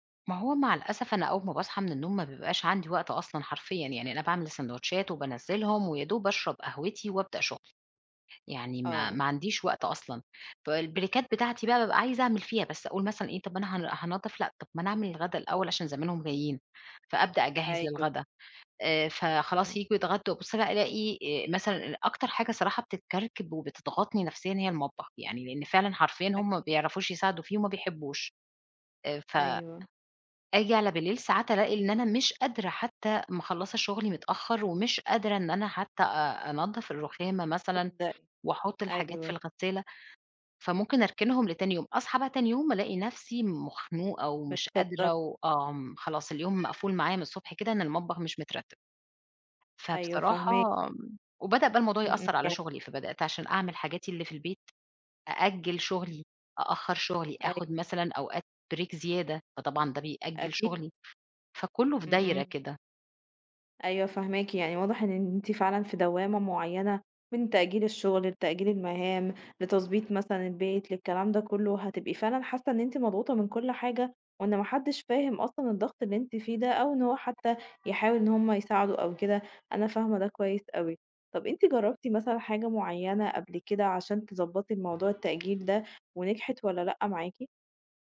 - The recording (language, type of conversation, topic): Arabic, advice, إزاي بتأجّل المهام المهمة لآخر لحظة بشكل متكرر؟
- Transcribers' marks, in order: other background noise; in English: "البريكات"; tapping; unintelligible speech; in English: "break"; other street noise